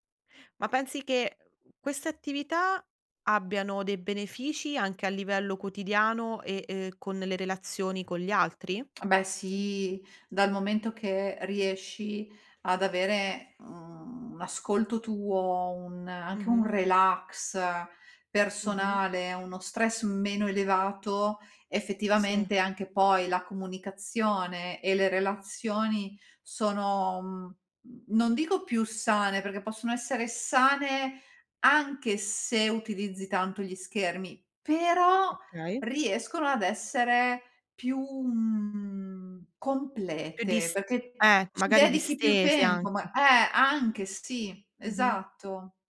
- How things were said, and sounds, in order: other background noise; tsk; tapping
- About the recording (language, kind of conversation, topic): Italian, podcast, Come fai a staccare dagli schermi la sera?